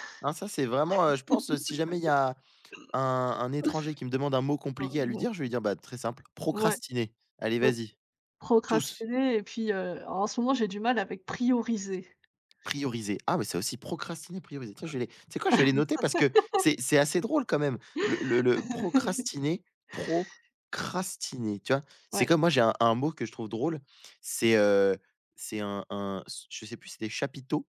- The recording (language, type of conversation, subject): French, unstructured, Quelles sont les conséquences de la procrastination sur votre réussite ?
- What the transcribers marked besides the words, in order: laugh; other background noise; laugh; laugh; stressed: "procrastiner"